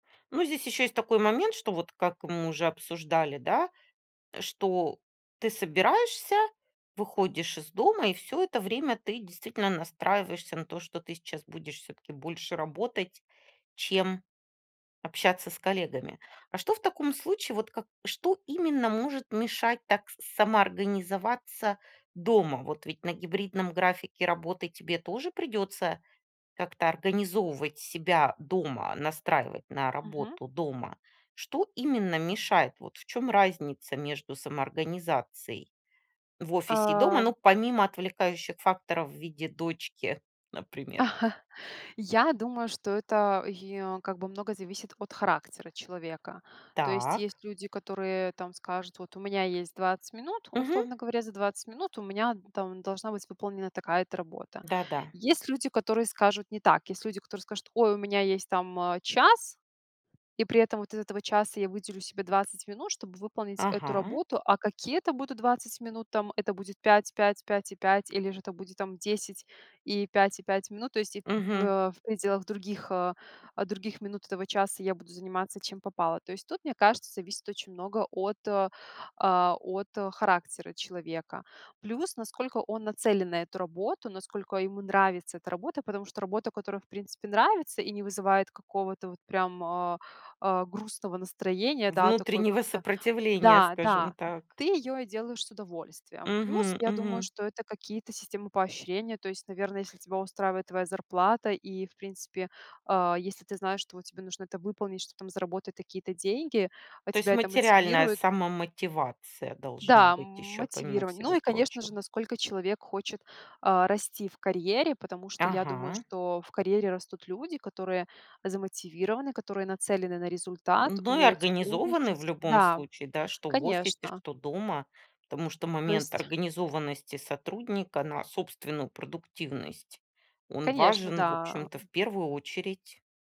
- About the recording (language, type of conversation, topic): Russian, podcast, Как вы относитесь к удалённой работе и гибкому графику?
- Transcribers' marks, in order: drawn out: "Ам"; laugh; tapping